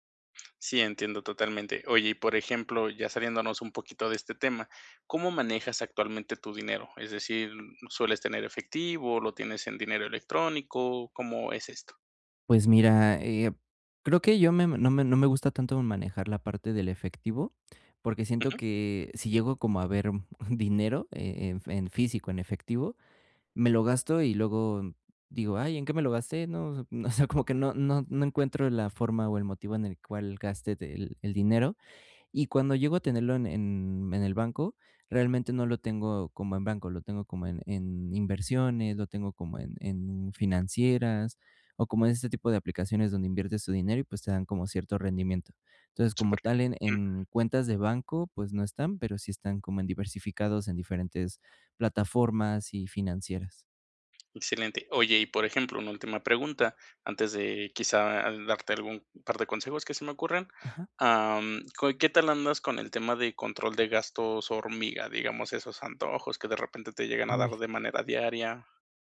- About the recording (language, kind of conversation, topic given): Spanish, advice, ¿Cómo puedo ahorrar sin sentir que me privo demasiado?
- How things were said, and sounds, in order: tapping; laughing while speaking: "O sea"